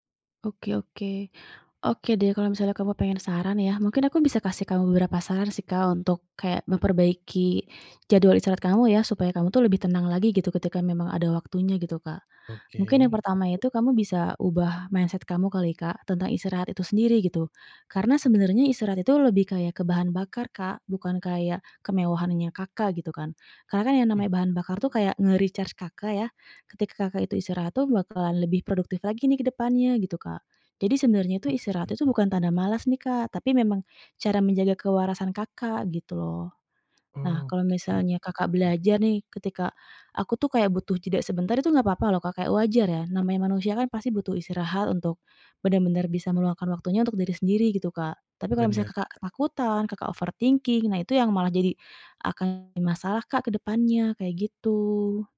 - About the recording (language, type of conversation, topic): Indonesian, advice, Bagaimana saya bisa mengatur waktu istirahat atau me-time saat jadwal saya sangat padat?
- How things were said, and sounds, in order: other background noise; in English: "mindset"; in English: "nge-recharge"; tapping; in English: "overthinking"